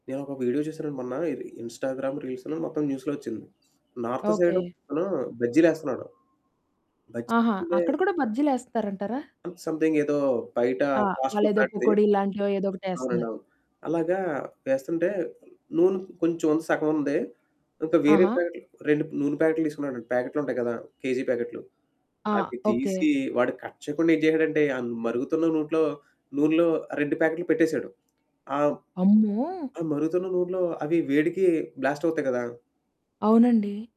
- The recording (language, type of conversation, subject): Telugu, podcast, చిన్న పర్యావరణ ప్రాజెక్ట్‌ను ప్రారంభించడానికి మొదటి అడుగు ఏమిటి?
- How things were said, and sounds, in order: in English: "ఇన్‌స్టాగ్రామ్ రీల్స్‌లో"; in English: "న్యూస్‌లో"; in English: "నార్త్"; distorted speech; in English: "సంథింగ్"; other background noise; in English: "ఫాస్ట్ ఫుడ్"; in English: "కట్"; in English: "బ్లాస్ట్"